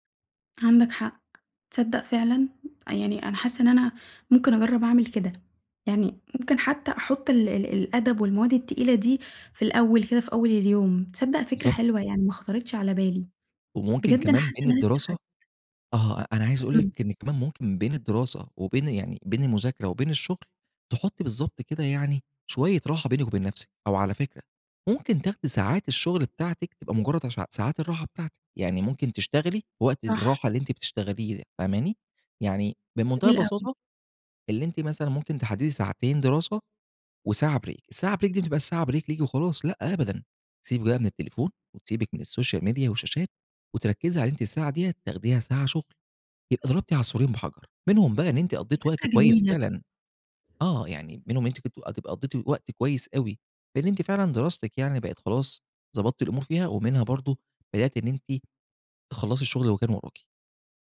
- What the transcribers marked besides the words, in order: tapping; in English: "Break"; in English: "Break"; in English: "Break"; in English: "الSocial Media"
- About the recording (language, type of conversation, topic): Arabic, advice, إزاي بتتعامل مع التسويف وبتخلص شغلك في آخر لحظة؟